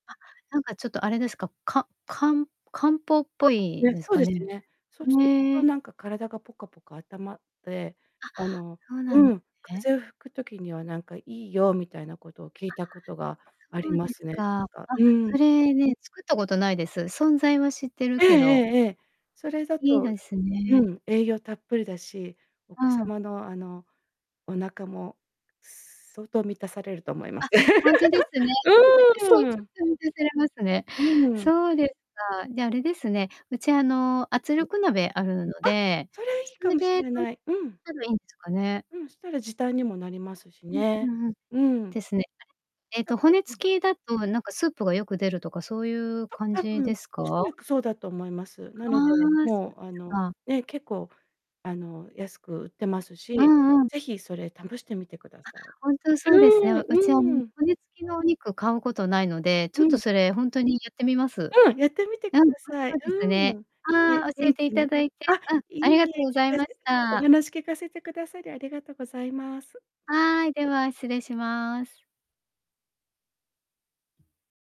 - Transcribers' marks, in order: unintelligible speech; distorted speech; laugh; chuckle; unintelligible speech; unintelligible speech; unintelligible speech; unintelligible speech
- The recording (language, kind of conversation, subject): Japanese, advice, 食費を抑えながら、栄養のある食事にするにはどうすればよいですか？